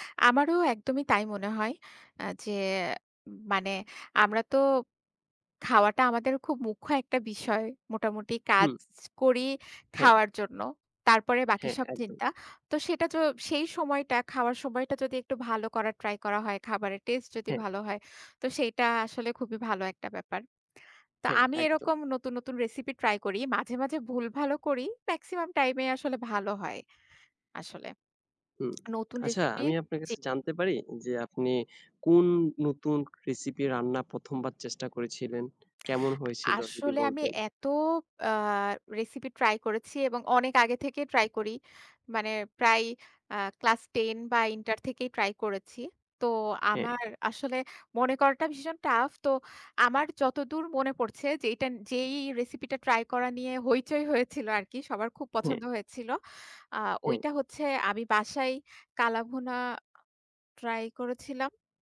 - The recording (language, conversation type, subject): Bengali, unstructured, আপনি কি কখনও রান্নায় নতুন কোনো রেসিপি চেষ্টা করেছেন?
- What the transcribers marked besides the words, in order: other background noise; tapping